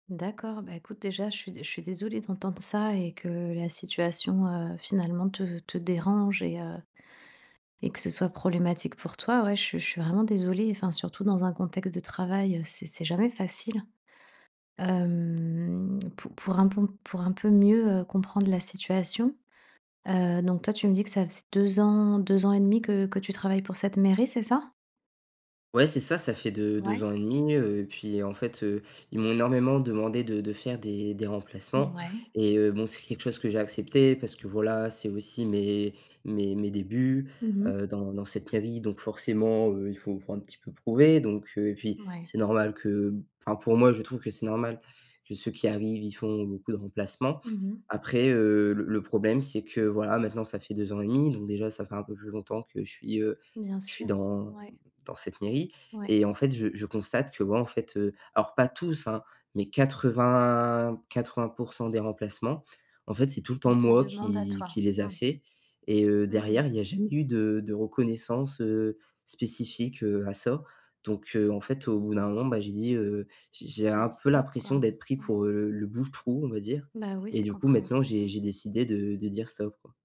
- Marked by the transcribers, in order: stressed: "dérange"
- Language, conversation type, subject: French, advice, Comment refuser poliment des tâches supplémentaires sans nuire à sa réputation ?